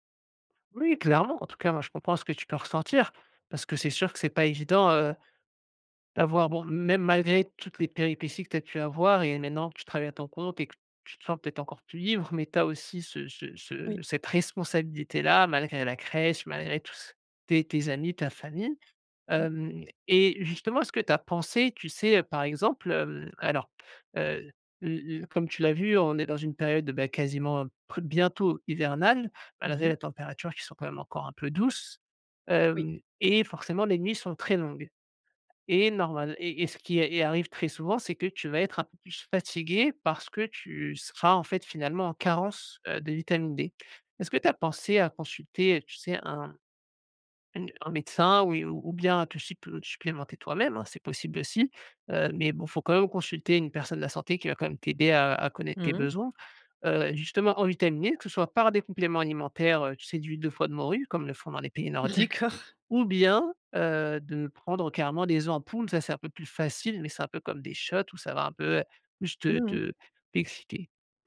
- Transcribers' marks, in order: other background noise; stressed: "douces"; laughing while speaking: "D'accord"
- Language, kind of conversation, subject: French, advice, Comment la naissance de votre enfant a-t-elle changé vos routines familiales ?